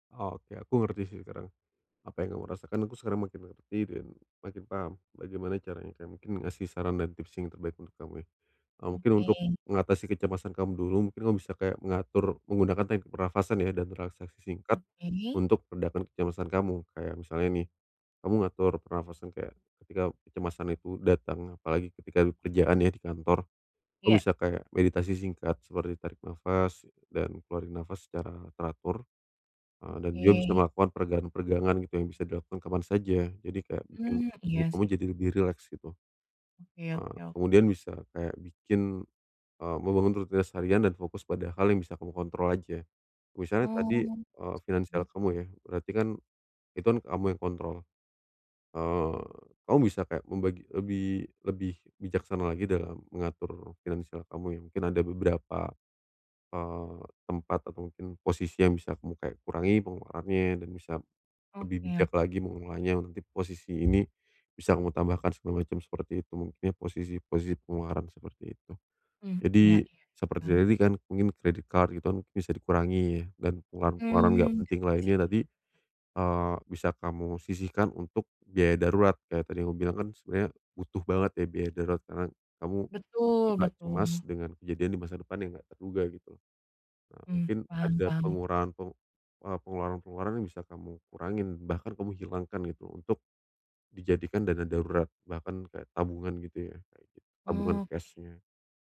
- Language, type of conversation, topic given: Indonesian, advice, Bagaimana cara mengelola kecemasan saat menjalani masa transisi dan menghadapi banyak ketidakpastian?
- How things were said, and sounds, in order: in English: "credit card"; unintelligible speech